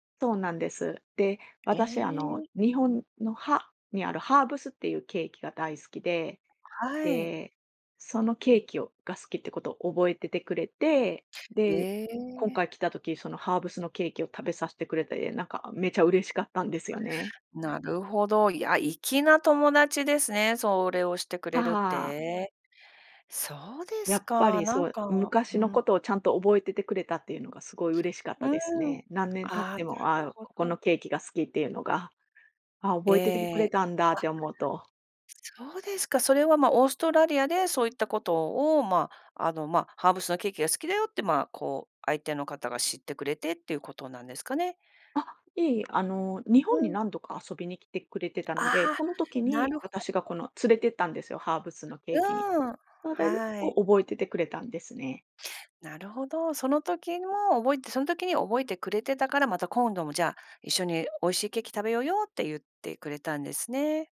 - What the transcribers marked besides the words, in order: tapping; unintelligible speech; unintelligible speech; unintelligible speech
- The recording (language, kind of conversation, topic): Japanese, podcast, 旅先で一番印象に残った人は誰ですか？